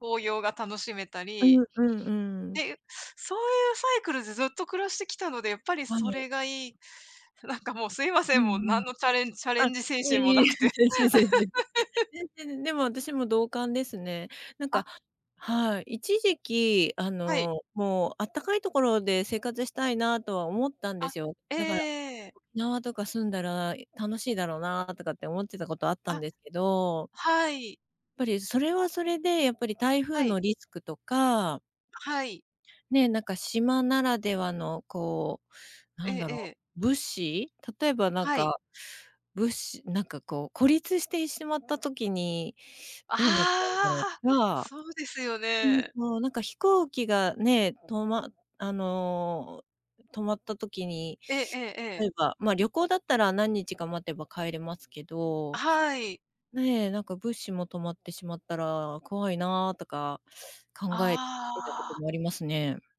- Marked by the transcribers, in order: other background noise; laughing while speaking: "いえ いえ いえ。全然 全然、全然 全"; laugh; other noise
- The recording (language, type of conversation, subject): Japanese, unstructured, 住みやすい街の条件は何だと思いますか？